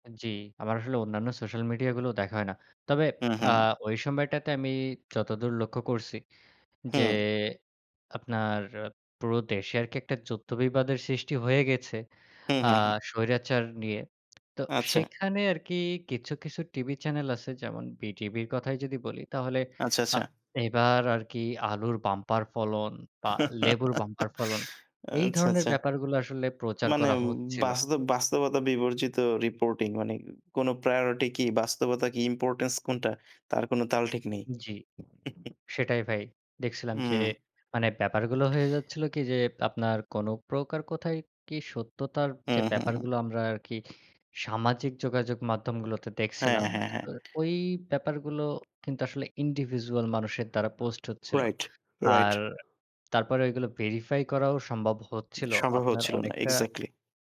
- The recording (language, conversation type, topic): Bengali, unstructured, টেলিভিশনের অনুষ্ঠানগুলো কি অনেক সময় ভুল বার্তা দেয়?
- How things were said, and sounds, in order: drawn out: "যে"; chuckle; chuckle; other background noise